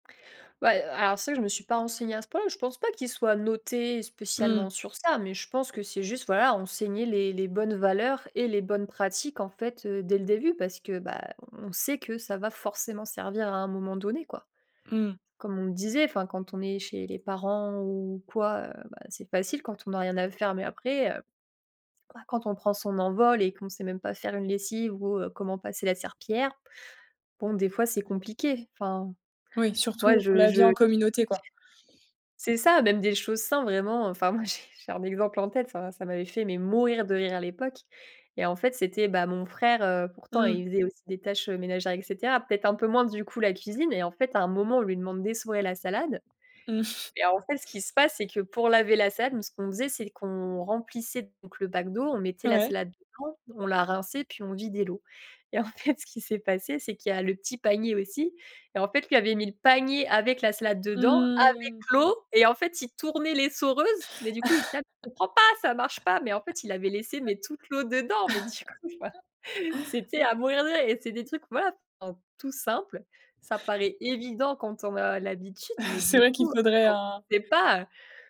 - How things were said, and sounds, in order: other background noise; stressed: "mourir"; chuckle; drawn out: "Mmh"; laugh; unintelligible speech; laughing while speaking: "du coup, enfin"; chuckle; chuckle
- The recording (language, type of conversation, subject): French, podcast, Selon toi, comment l’école pourrait-elle mieux préparer les élèves à la vie ?